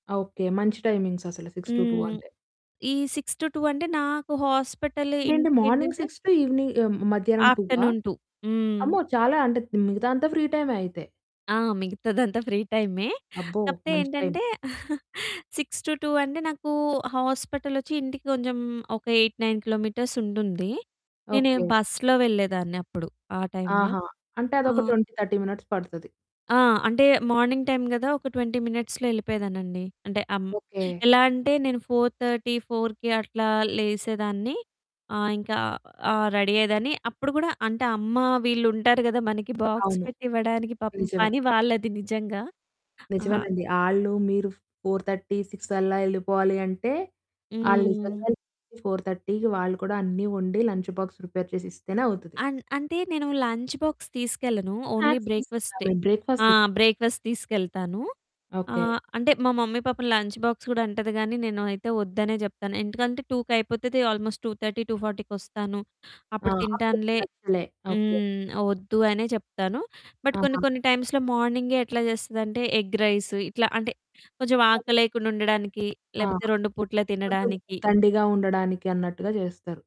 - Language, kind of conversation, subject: Telugu, podcast, పని, వ్యక్తిగత జీవితం సమతుల్యంగా ఉండేందుకు మీరు పాటించే నియమాలు ఏమిటి?
- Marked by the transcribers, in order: in English: "టైమింగ్స్"; in English: "హాస్పిటల్"; static; in English: "టు ఈవెనింగ్"; in English: "ఆఫ్టర్నూన్"; in English: "ఫ్రీ"; in English: "ఫ్రీ"; chuckle; in English: "సిక్స్ టు టూ"; in English: "ఎయిట్ నైన్ కిలోమీటర్స్"; in English: "ట్వెంటీ థర్టీ మినిట్స్"; in English: "మార్నింగ్ టైమ్"; in English: "ట్వంటీ మినిట్స్‌లో"; in English: "ఫోర్ థర్టీ ఫోర్‌కి"; in English: "రెడీ"; in English: "బాక్స్"; distorted speech; in English: "ఫోర్ థర్టీ సిక్స్"; in English: "ఫోర్ థర్టీకి"; in English: "లంచ్ బాక్స్ ప్రిపేర్"; in English: "లంచ్ బాక్స్"; in English: "ఓన్లీ"; in English: "స్నాక్స్"; in English: "బ్రేక్ఫాస్ట్"; in English: "బ్రేక్ఫాస్ట్"; in English: "మమ్మీ"; in English: "లంచ్ బాక్స్"; in English: "ఆల్మోస్ట్"; in English: "బట్"; in English: "టైమ్స్‌లో"; in English: "ఎగ్ రైస్"